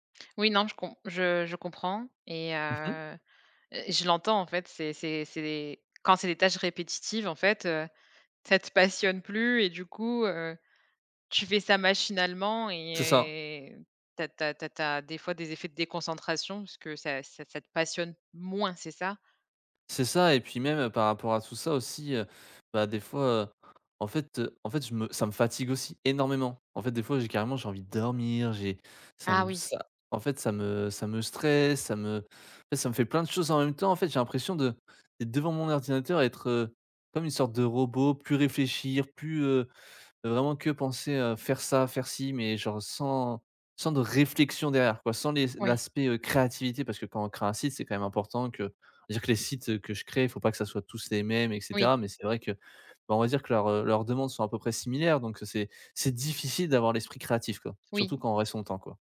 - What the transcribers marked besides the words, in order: tapping; drawn out: "et"
- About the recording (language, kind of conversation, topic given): French, advice, Comment puis-je rester concentré pendant de longues sessions, même sans distractions ?